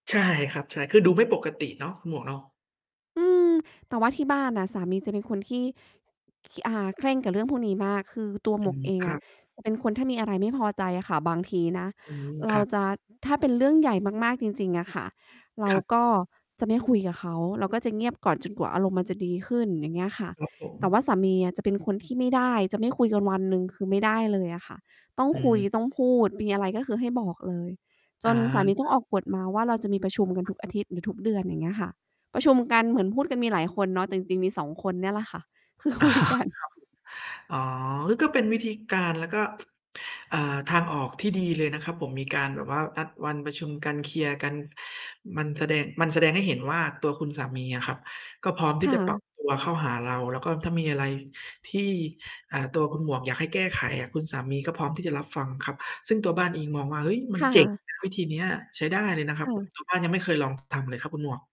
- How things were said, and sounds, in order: mechanical hum; distorted speech; laughing while speaking: "คือคุยกัน"; laughing while speaking: "อ๋อ"; stressed: "ตัง"; "ทำ" said as "ตัง"
- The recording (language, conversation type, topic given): Thai, unstructured, คุณเคยเจอความขัดแย้งในครอบครัวไหม และคุณจัดการกับมันอย่างไร?